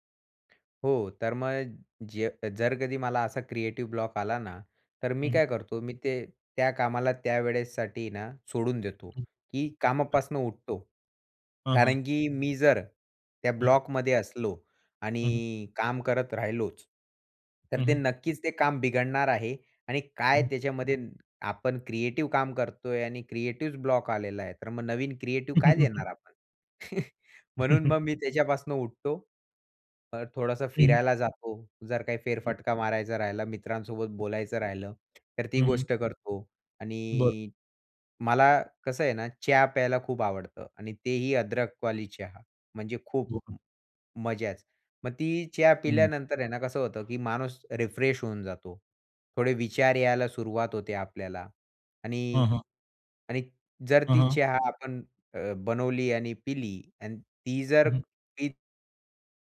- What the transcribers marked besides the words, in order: other background noise; in English: "क्रिएटिव्ह ब्लॉक"; in English: "ब्लॉकमध्ये"; in English: "क्रिएटिव"; in English: "क्रिएटिव ब्लॉक"; chuckle; in English: "क्रिएटिव्ह"; chuckle; in Hindi: "अदरक वाली"; unintelligible speech; in English: "रिफ्रेश"
- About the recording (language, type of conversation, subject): Marathi, podcast, सर्जनशील अडथळा आला तर तुम्ही सुरुवात कशी करता?